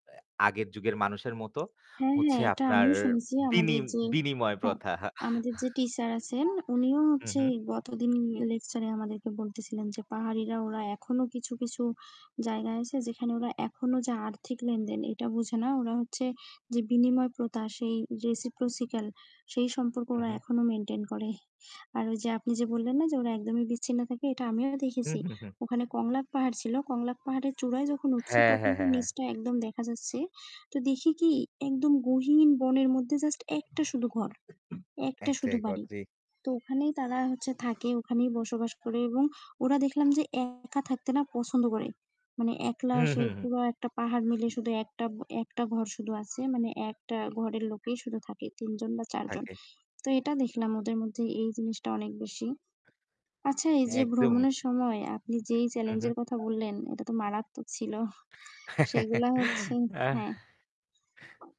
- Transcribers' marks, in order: static; tapping; chuckle; "প্রথা" said as "প্রতা"; in English: "রেসিপ্রসিকাল"; mechanical hum; unintelligible speech; other background noise; door; distorted speech; chuckle
- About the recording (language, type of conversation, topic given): Bengali, unstructured, ভ্রমণ আপনার জীবনে কীভাবে পরিবর্তন এনেছে?